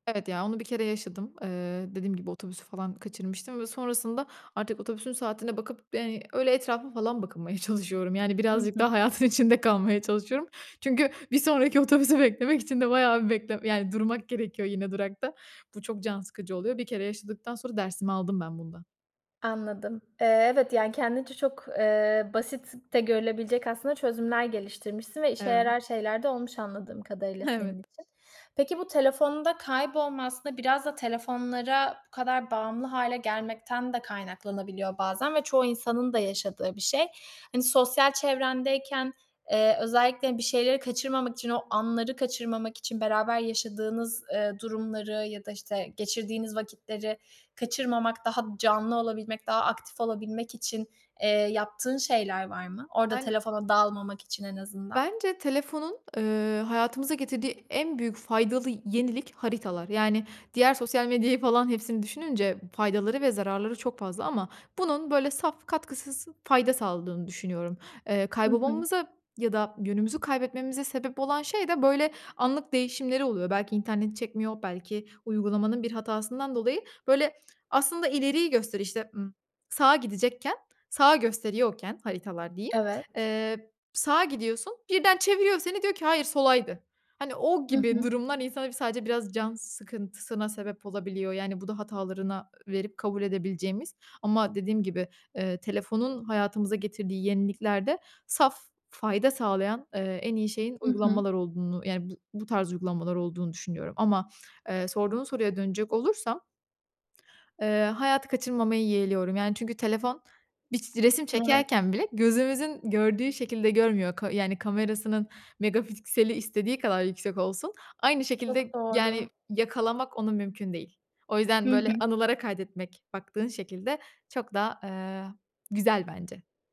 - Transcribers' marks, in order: laughing while speaking: "bakınmaya çalışıyorum. Yani, birazcık daha … gerekiyor yine durakta"; laughing while speaking: "Evet"; lip smack; lip smack; tapping
- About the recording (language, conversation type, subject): Turkish, podcast, Telefona güvendin de kaybolduğun oldu mu?